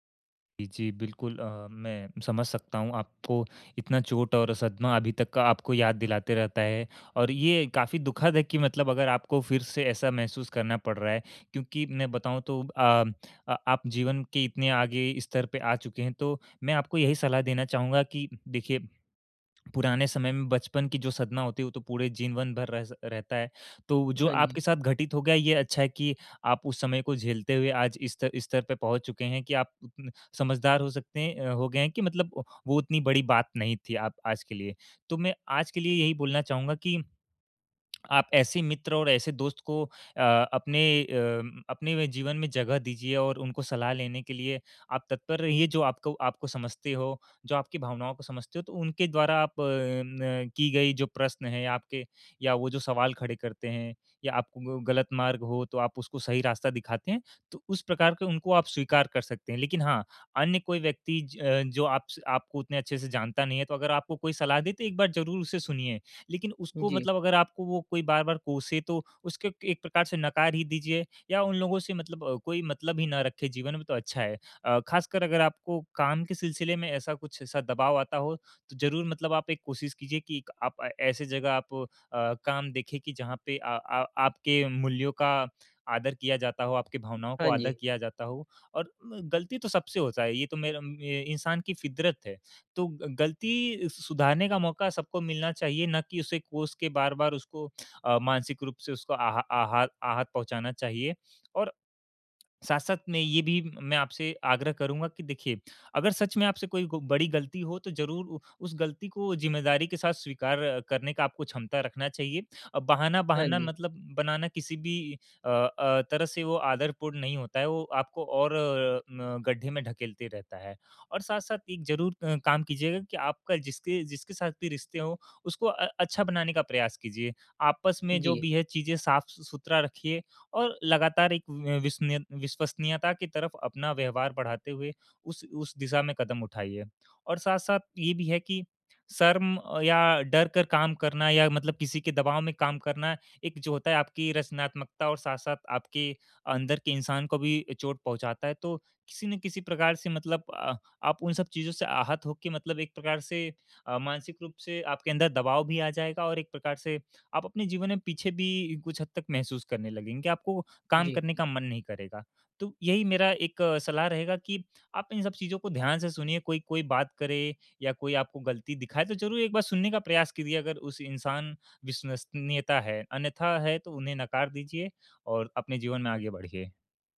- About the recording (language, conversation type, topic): Hindi, advice, मुझे अपनी गलती मानने में कठिनाई होती है—मैं सच्ची माफी कैसे मांगूँ?
- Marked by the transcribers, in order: tapping; tongue click